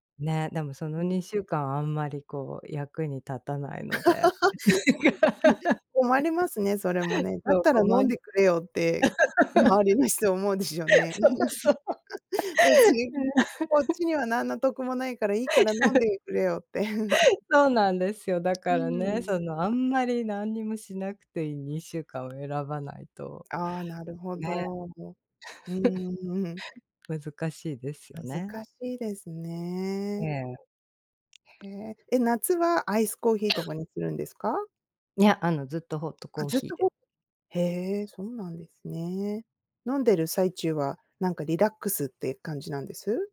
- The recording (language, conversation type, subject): Japanese, unstructured, 毎日の習慣の中で、特に大切にしていることは何ですか？
- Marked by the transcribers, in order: laugh; laugh; laughing while speaking: "周りの人思うでしょうね。別に"; laugh; laughing while speaking: "そう そう。うん"; laugh; chuckle; other background noise; chuckle; tapping; cough